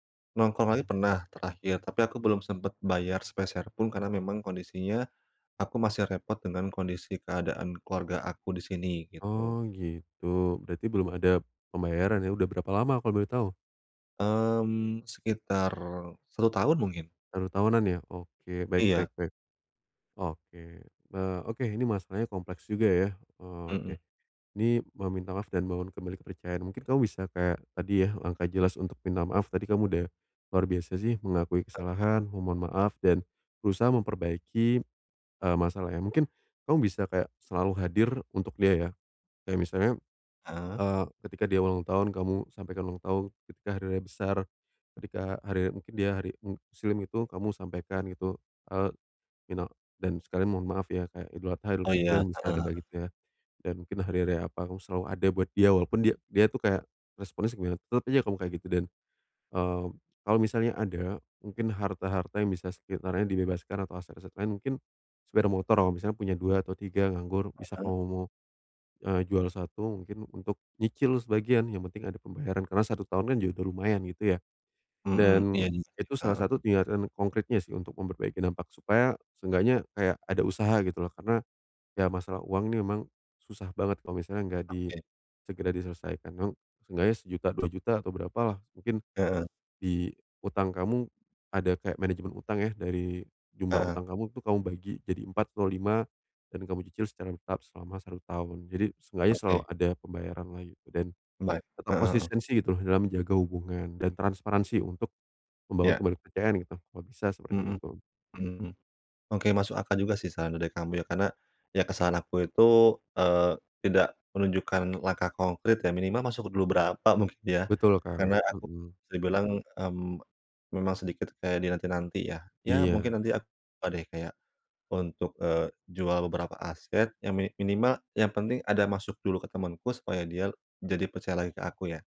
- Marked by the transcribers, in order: "tindakan" said as "tinggakan"; tapping
- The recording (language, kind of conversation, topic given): Indonesian, advice, Bagaimana saya bisa meminta maaf dan membangun kembali kepercayaan?